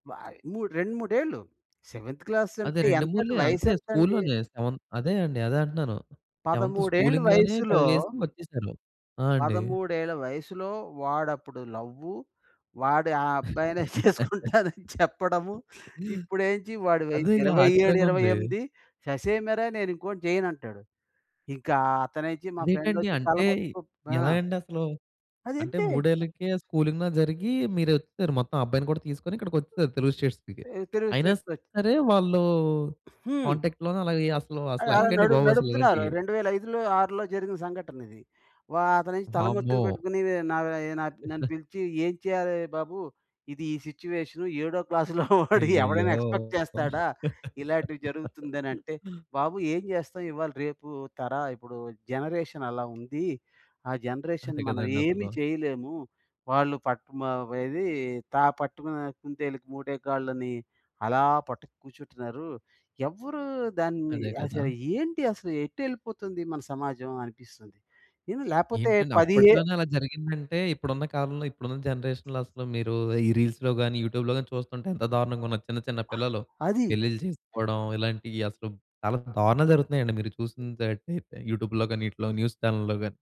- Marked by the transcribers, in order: in English: "సెవెంత్"; other background noise; in English: "సెవెంత్ స్కూలింగ్"; laugh; laughing while speaking: "చేసుకుంటానని చెప్పడము"; in English: "ఫ్రెండ్"; in English: "స్కూలింగ్‌లో"; in English: "స్టేట్స్‌కి"; in English: "స్టేట్స్"; in English: "కాంటాక్ట్‌లోనే"; chuckle; in English: "సిట్యుయేషన్"; laughing while speaking: "వాడి ఎవడైనా ఎక్స్పెక్ట్ చేస్తాడా?"; in English: "ఎక్స్పెక్ట్"; laugh; in English: "జనరేషన్"; in English: "జనరేషన్"; in English: "జనరేషన్‌లో"; in English: "రీల్స్‌లో"; in English: "యూట్యూబ్‌లో"; in English: "యూట్యూబ్‌లో"; in English: "న్యూస్ చానెల్‌లో"
- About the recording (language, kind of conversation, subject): Telugu, podcast, తరాల మధ్య బంధాలను మెరుగుపరచడానికి మొదట ఏమి చేయాలి?